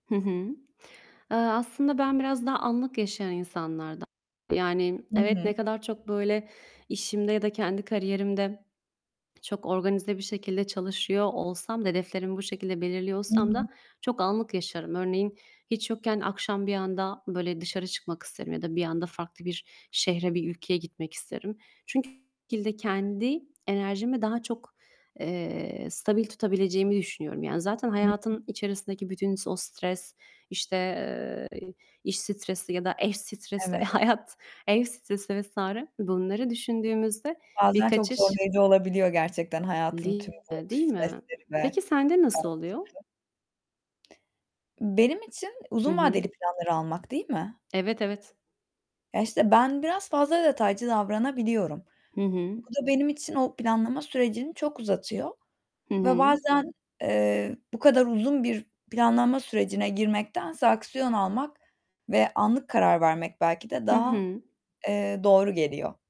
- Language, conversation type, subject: Turkish, unstructured, Anlık kararlar mı yoksa uzun vadeli planlar mı daha sağlıklı sonuçlar doğurur?
- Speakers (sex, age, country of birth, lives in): female, 25-29, Turkey, Germany; female, 25-29, Turkey, Italy
- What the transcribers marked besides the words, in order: unintelligible speech; distorted speech; other background noise; unintelligible speech; tapping